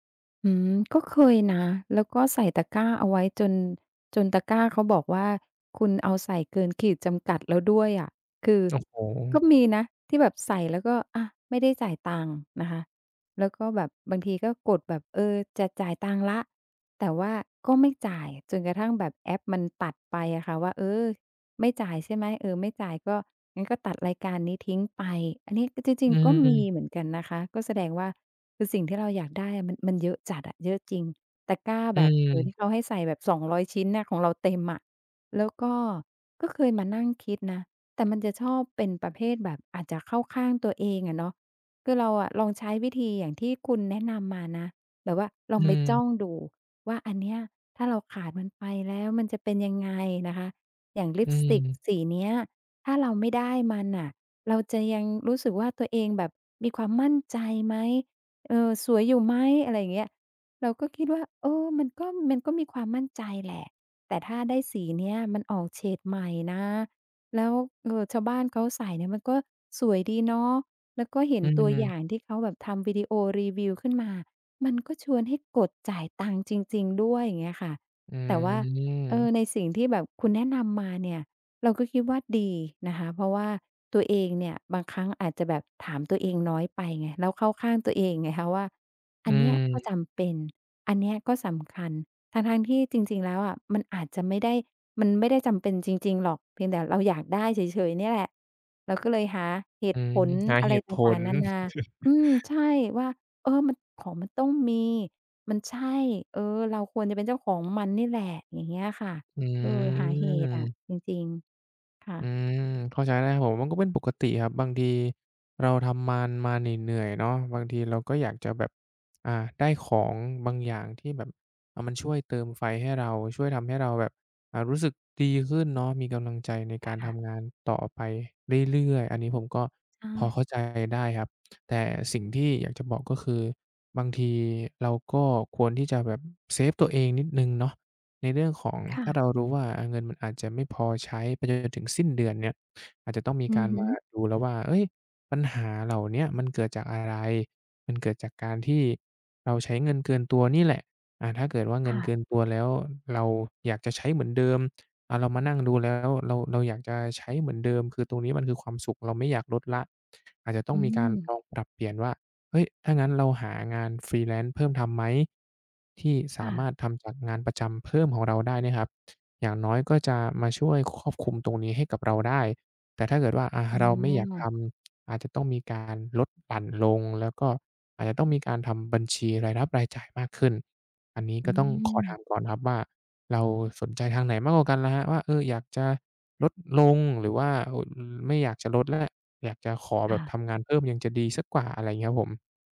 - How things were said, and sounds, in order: other background noise; tapping; drawn out: "อืม"; chuckle; drawn out: "อืม"; "งาน" said as "มาน"; in English: "Freelance"
- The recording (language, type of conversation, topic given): Thai, advice, เงินเดือนหมดก่อนสิ้นเดือนและเงินไม่พอใช้ ควรจัดการอย่างไร?